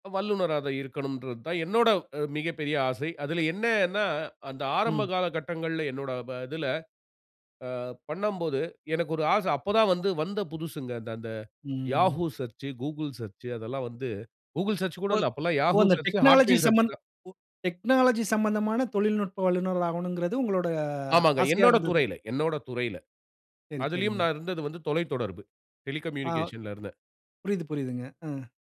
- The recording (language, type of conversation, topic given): Tamil, podcast, நீண்டகால தொழில் இலக்கு என்ன?
- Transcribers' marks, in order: in English: "டெக்னாலஜி"; in English: "டெக்னாலஜி"; in English: "டெலிகம்யூனிகேஷன்ல"